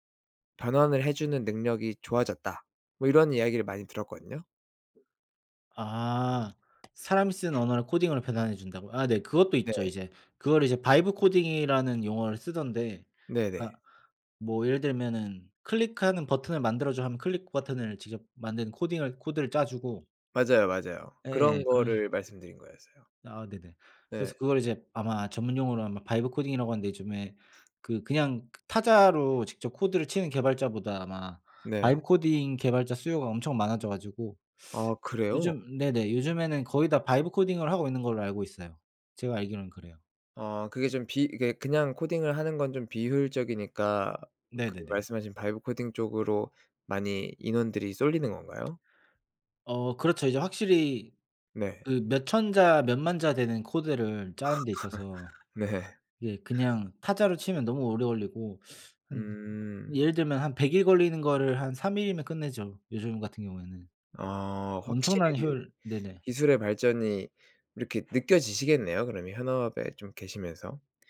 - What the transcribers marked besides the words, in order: other background noise; tapping; in English: "vibe coding이라는"; in English: "vibe coding이라고"; in English: "vibe coding"; teeth sucking; in English: "vibe coding을"; in English: "vibe coding"; laugh; laughing while speaking: "네"
- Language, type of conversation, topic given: Korean, unstructured, 미래에 어떤 모습으로 살고 싶나요?